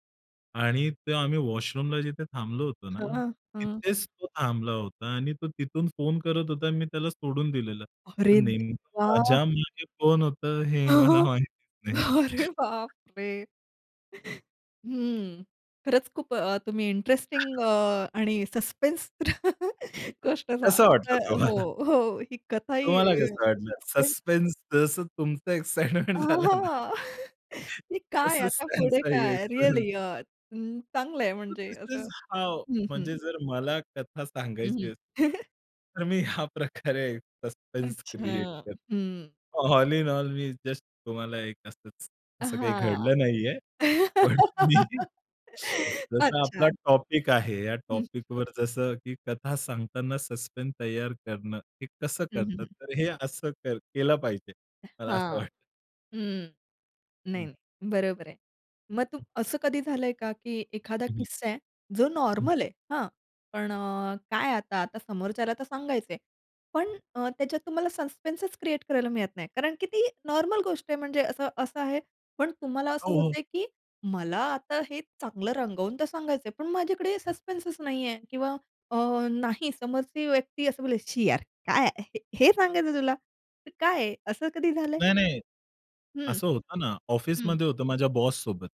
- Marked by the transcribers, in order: in English: "वॉशरूमला"; other background noise; other noise; laughing while speaking: "अरे बाप रे!"; laughing while speaking: "हे मला माहितीच नाही"; chuckle; tapping; chuckle; in English: "सस्पेन्स"; laugh; in English: "सस्पेन्स"; in English: "सस्पेन्स"; laughing while speaking: "एक्साइटमेंट झालं ना?"; in English: "एक्साइटमेंट"; laughing while speaking: "आह!"; chuckle; inhale; in English: "दिस इज हाऊ"; chuckle; laughing while speaking: "ह्या प्रकारे सस्पेन्स क्रिएट करतो"; in English: "सस्पेन्स"; in English: "ऑल इन ऑल"; laugh; laughing while speaking: "पण मी"; in English: "टॉपिक"; in English: "टॉपिकवर"; in English: "सस्पेन्स"; laughing while speaking: "असं वाटतं"; in English: "सस्पेन्सच"; in English: "सस्पेन्सच"
- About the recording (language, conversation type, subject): Marathi, podcast, कथा सांगताना सस्पेन्स कसा तयार करता?